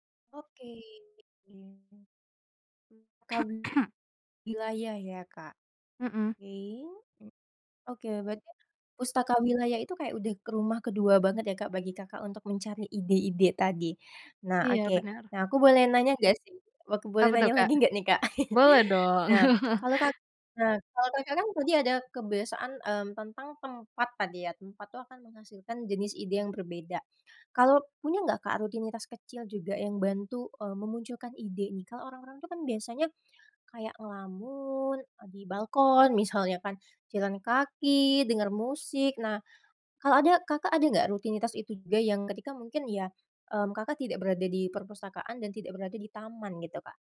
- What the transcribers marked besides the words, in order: other background noise; unintelligible speech; cough; laugh; laugh
- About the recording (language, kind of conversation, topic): Indonesian, podcast, Apa yang paling sering menginspirasi kamu dalam kehidupan sehari-hari?